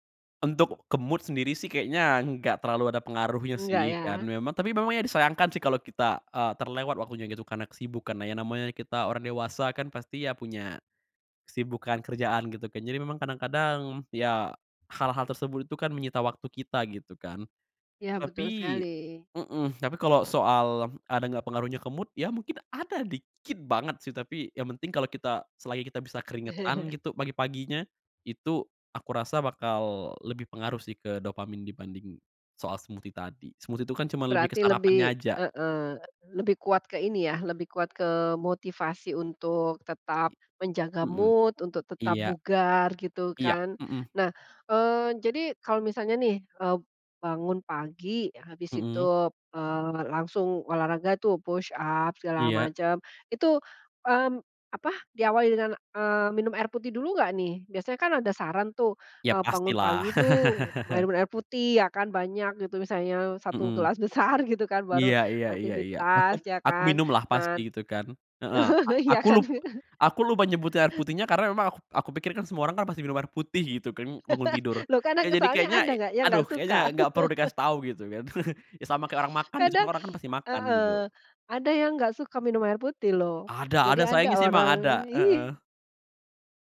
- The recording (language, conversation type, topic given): Indonesian, podcast, Bagaimana rutinitas pagimu untuk menjaga kebugaran dan suasana hati sepanjang hari?
- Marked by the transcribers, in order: in English: "mood"; in English: "mood"; stressed: "dikit"; laugh; in English: "smoothie"; in English: "Smoothie"; background speech; in English: "mood"; in English: "push up"; laugh; laugh; laughing while speaking: "iya kan?"; laugh; laugh; laugh; chuckle; sniff